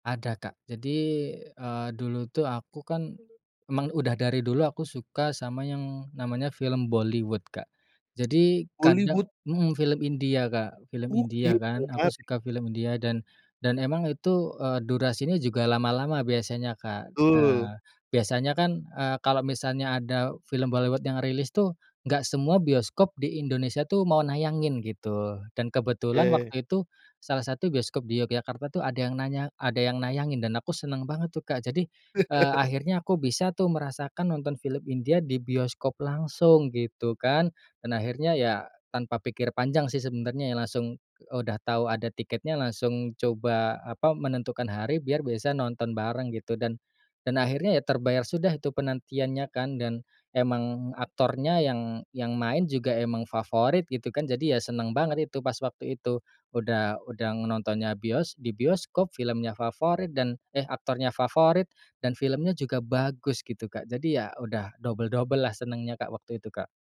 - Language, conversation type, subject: Indonesian, podcast, Ceritakan pengalaman pertama kali kamu menonton film di bioskop yang paling berkesan?
- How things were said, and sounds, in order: other background noise; chuckle